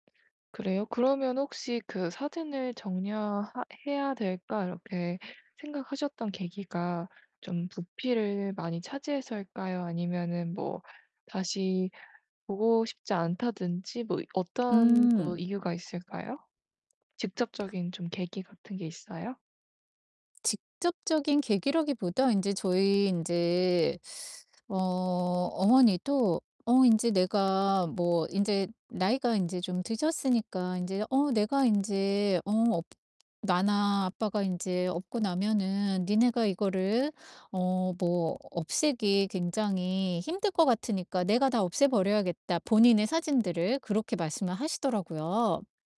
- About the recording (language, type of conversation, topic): Korean, advice, 추억이 담긴 물건을 정리해 보관할지, 아니면 버릴지 어떻게 결정하면 좋을까요?
- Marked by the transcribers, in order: "정리" said as "정려"; distorted speech; other background noise; tapping